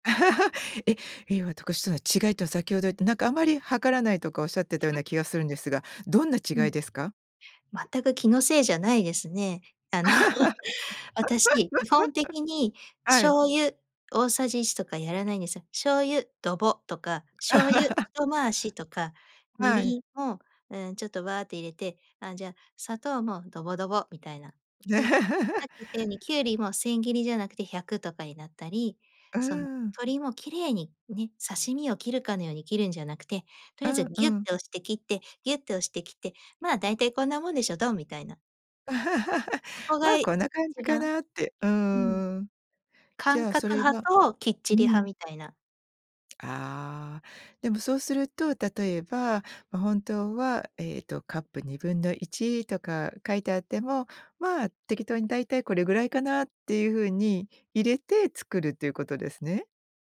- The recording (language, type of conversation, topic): Japanese, podcast, 母の味と自分の料理は、どう違いますか？
- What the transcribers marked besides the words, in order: laugh; unintelligible speech; laughing while speaking: "あの"; laugh; other background noise; laugh; tapping; laugh; laugh